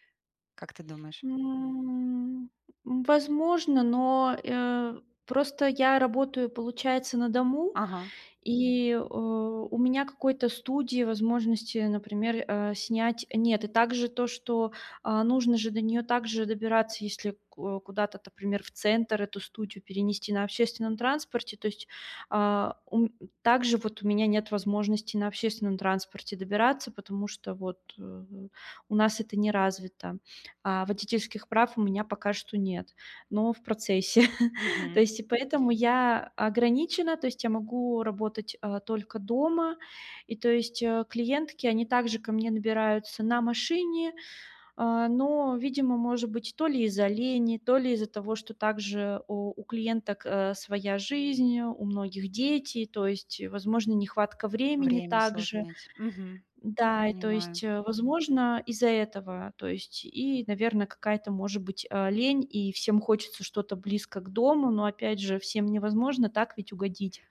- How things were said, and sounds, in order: tapping; chuckle
- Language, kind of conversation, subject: Russian, advice, Как мне справиться с финансовой неопределённостью в быстро меняющемся мире?